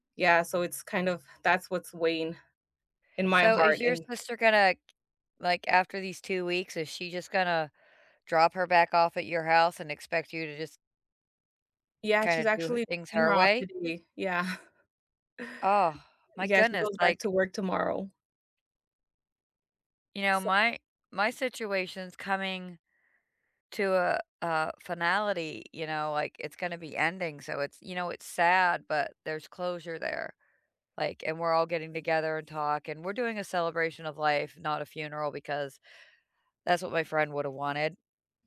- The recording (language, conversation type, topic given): English, unstructured, How are you really feeling this week—what has been weighing on you, what has given you hope, and how can I support you?
- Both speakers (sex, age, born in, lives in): female, 40-44, United States, United States; female, 45-49, United States, United States
- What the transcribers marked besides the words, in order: chuckle; other background noise; tapping